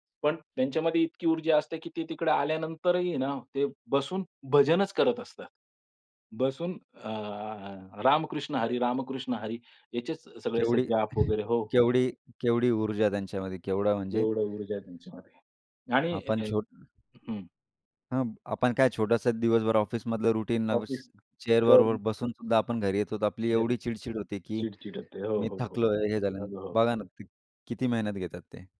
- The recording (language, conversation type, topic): Marathi, podcast, तुम्हाला पुन्हा कामाच्या प्रवाहात यायला मदत करणारे काही छोटे रीतिरिवाज आहेत का?
- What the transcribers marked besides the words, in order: exhale; in English: "रुटीन चेअरवर"